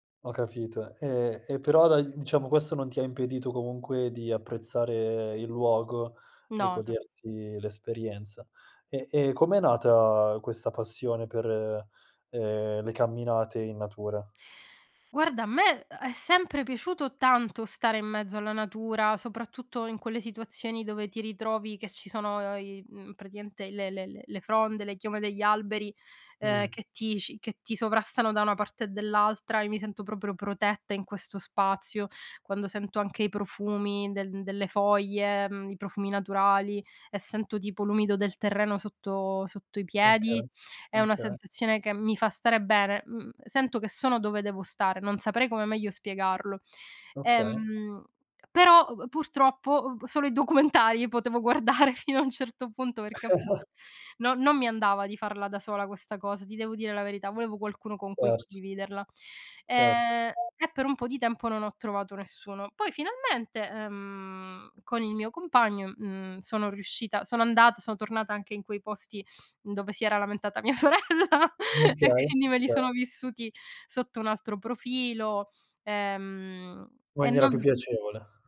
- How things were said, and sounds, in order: "Okay" said as "Oka"; "Okay" said as "Oka"; unintelligible speech; laughing while speaking: "guardare"; chuckle; other background noise; "Okay" said as "Kay"; laughing while speaking: "sorella"
- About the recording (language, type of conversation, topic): Italian, podcast, Perché ti piace fare escursioni o camminare in natura?